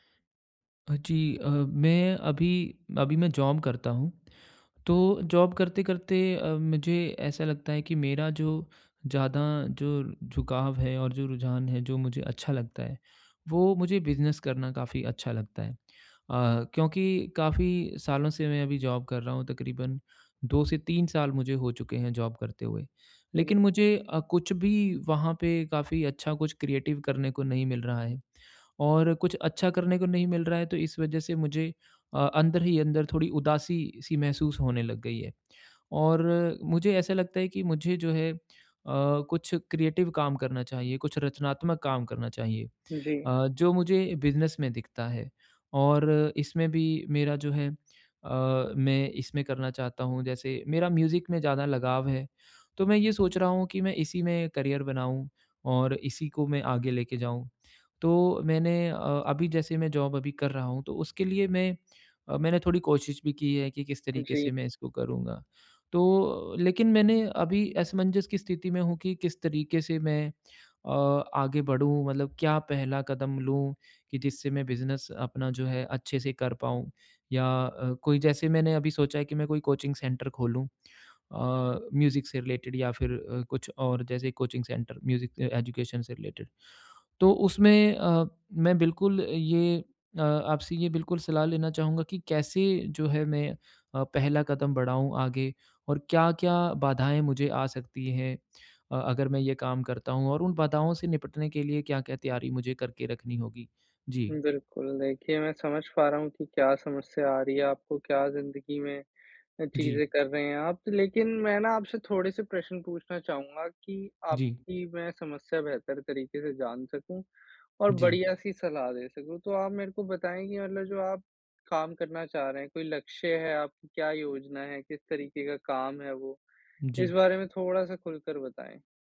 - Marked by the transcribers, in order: in English: "जॉब"; in English: "जॉब"; in English: "जॉब"; in English: "जॉब"; in English: "क्रिएटिव"; in English: "क्रिएटिव"; in English: "म्यूज़िक"; in English: "करियर"; in English: "जॉब"; in English: "कोचिंग सेंटर"; in English: "म्यूज़िक"; in English: "रिलेटेड"; in English: "कोचिंग सेंटर, म्यूज़िक"; in English: "एजुकेशन"; in English: "रिलेटेड"
- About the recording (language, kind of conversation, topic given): Hindi, advice, अप्रत्याशित बाधाओं के लिए मैं बैकअप योजना कैसे तैयार रख सकता/सकती हूँ?